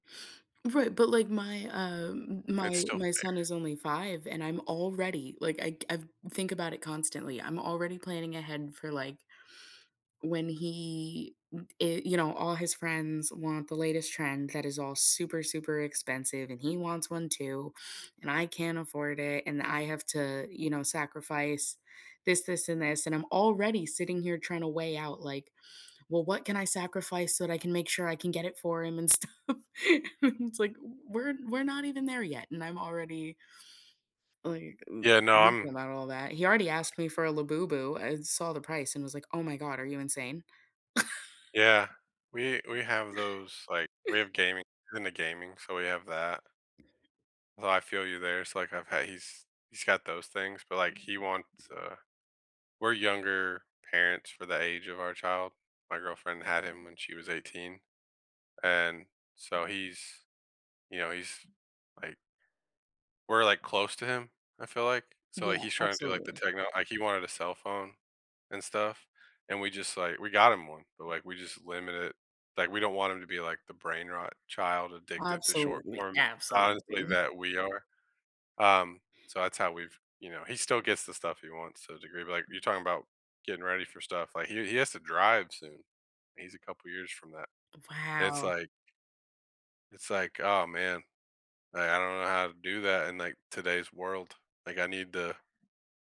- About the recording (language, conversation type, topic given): English, unstructured, Who decides what feels fair in daily life, and whose voices shape the tradeoffs?
- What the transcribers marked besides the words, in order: laughing while speaking: "stuff"; chuckle; unintelligible speech; chuckle; chuckle